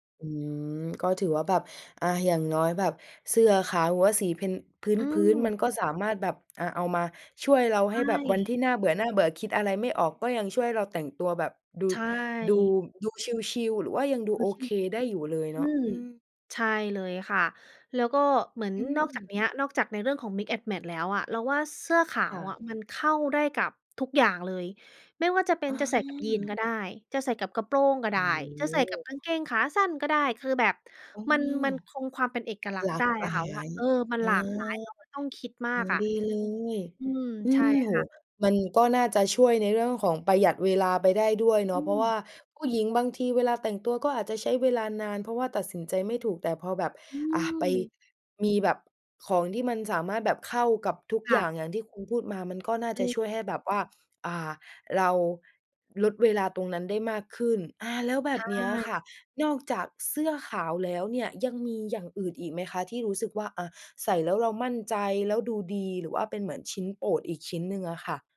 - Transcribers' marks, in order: in English: "plain"; in English: "Mix and Match"
- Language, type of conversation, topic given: Thai, podcast, เสื้อผ้าชิ้นโปรดของคุณคือชิ้นไหน และทำไมคุณถึงชอบมัน?